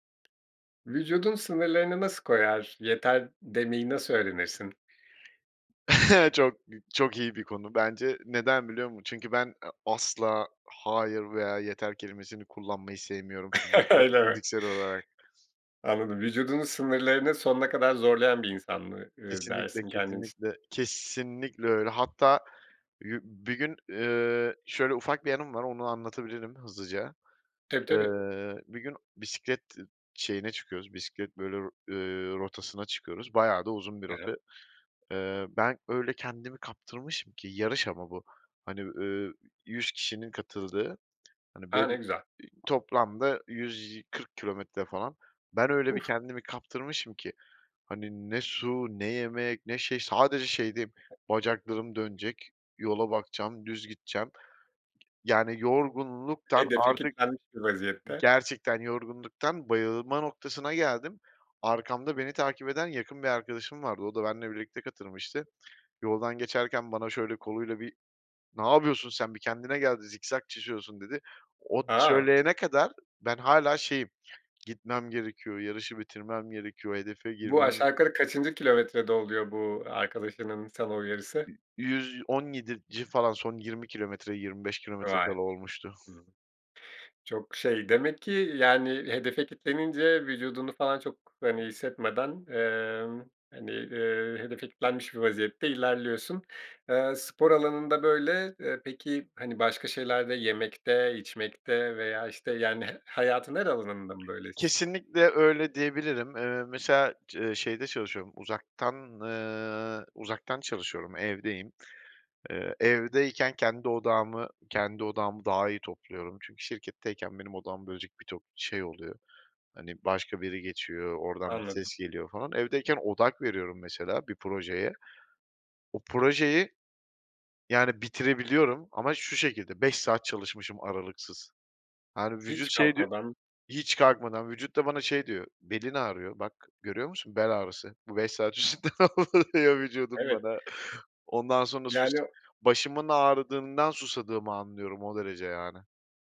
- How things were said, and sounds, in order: tapping; other background noise; chuckle; chuckle; laughing while speaking: "Öyle mi?"; stressed: "kesinlikle"; unintelligible speech; laughing while speaking: "diyor vücudum bana"
- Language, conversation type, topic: Turkish, podcast, Vücudunun sınırlarını nasıl belirlersin ve ne zaman “yeter” demen gerektiğini nasıl öğrenirsin?